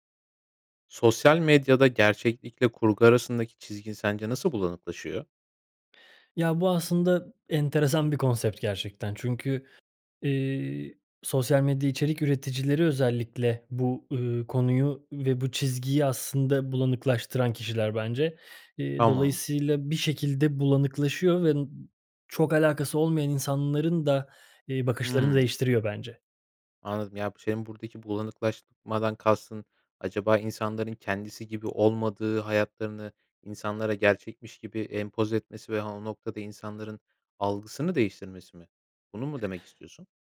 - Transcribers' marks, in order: none
- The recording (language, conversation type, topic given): Turkish, podcast, Sosyal medyada gerçeklik ile kurgu arasındaki çizgi nasıl bulanıklaşıyor?
- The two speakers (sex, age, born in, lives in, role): male, 25-29, Turkey, Poland, host; male, 30-34, Turkey, Sweden, guest